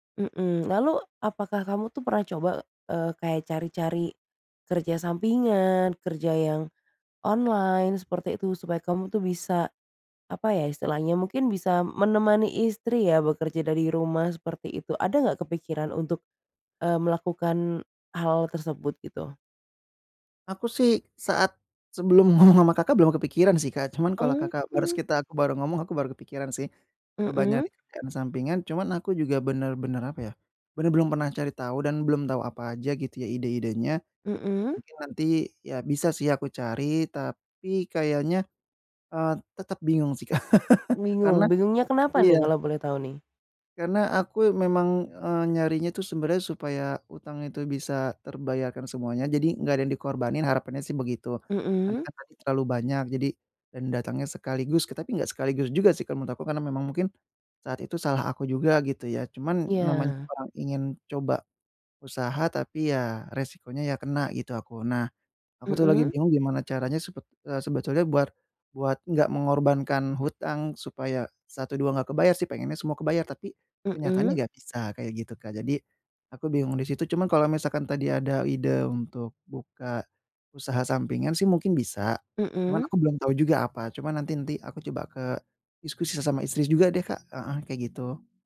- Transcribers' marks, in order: other background noise; laughing while speaking: "ngomong"; laugh; tapping
- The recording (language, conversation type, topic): Indonesian, advice, Bagaimana cara menentukan prioritas ketika saya memiliki terlalu banyak tujuan sekaligus?